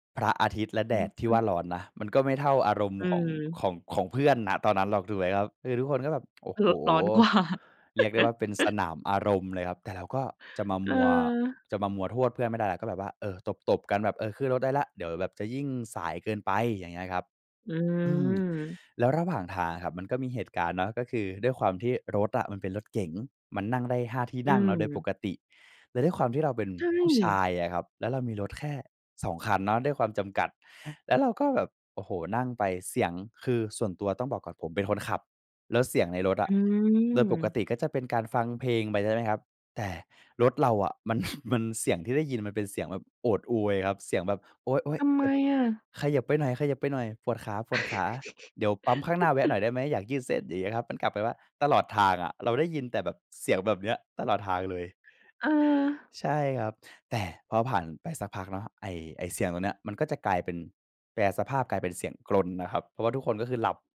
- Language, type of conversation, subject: Thai, podcast, เล่าเกี่ยวกับประสบการณ์แคมป์ปิ้งที่ประทับใจหน่อย?
- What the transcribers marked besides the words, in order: laughing while speaking: "กว่า"; chuckle; chuckle; chuckle; other background noise